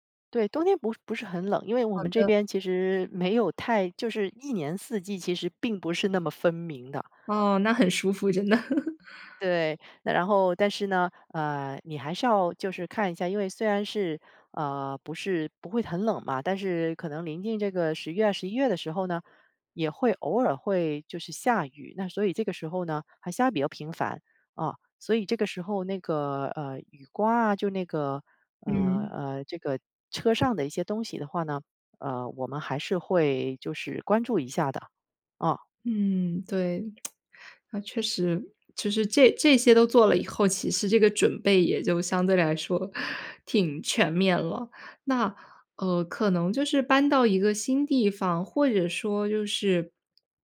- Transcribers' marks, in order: laughing while speaking: "真的"; tsk
- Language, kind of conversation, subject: Chinese, podcast, 换季时你通常会做哪些准备？